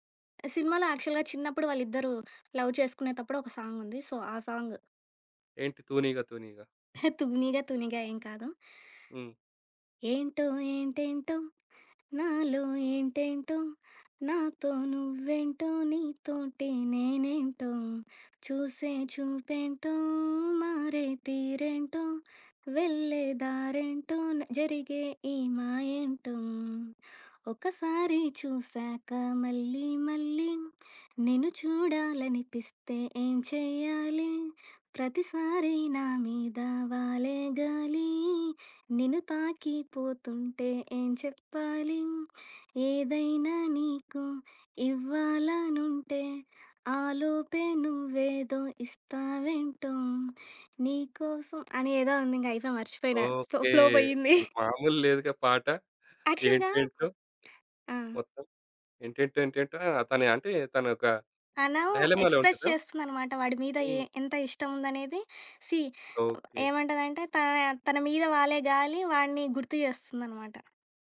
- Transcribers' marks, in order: tapping; in English: "యాక్చువల్‌గా"; in English: "లవ్"; in English: "సో"; giggle; singing: "ఏంటో ఏంటేంటో నాలో ఏంటేంటో నాతో … నువ్వేదో ఇస్తావేంటోం నీకోసం"; in English: "ఫ్ ఫ్లో"; chuckle; in English: "యాక్చువల్‌గా"; in English: "డైలమాలో"; in English: "ఎక్స్‌ప్రెస్"; in English: "సీ"; other background noise
- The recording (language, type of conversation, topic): Telugu, podcast, ఏ పాటలు మీ మనస్థితిని వెంటనే మార్చేస్తాయి?